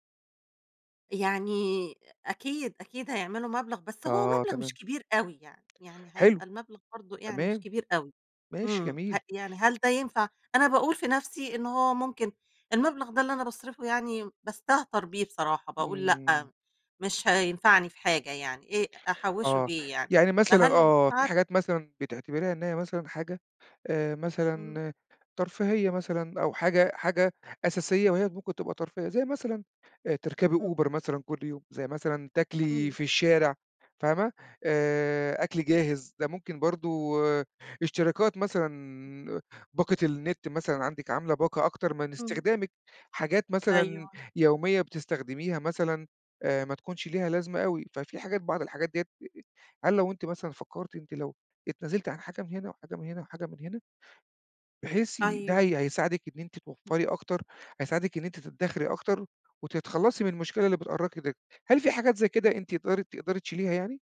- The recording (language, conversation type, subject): Arabic, advice, العيش من راتب لراتب من غير ما أقدر أوفّر
- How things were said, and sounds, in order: other background noise; unintelligible speech